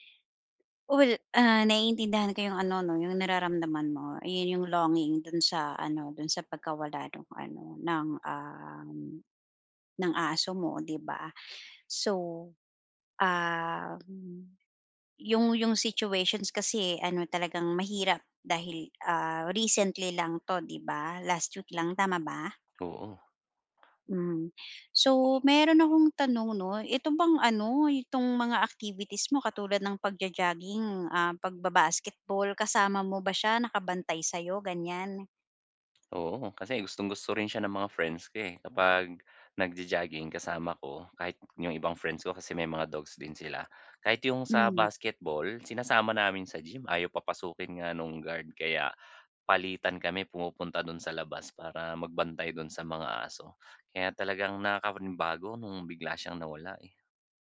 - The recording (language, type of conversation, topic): Filipino, advice, Paano ako haharap sa biglaang pakiramdam ng pangungulila?
- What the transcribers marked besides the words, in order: tapping; other background noise